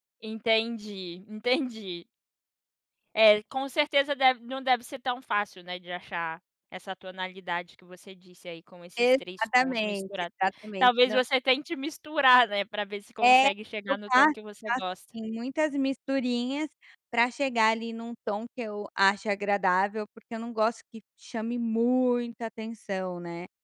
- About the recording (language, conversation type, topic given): Portuguese, podcast, Como sua cultura influencia o jeito de se vestir?
- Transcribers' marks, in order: chuckle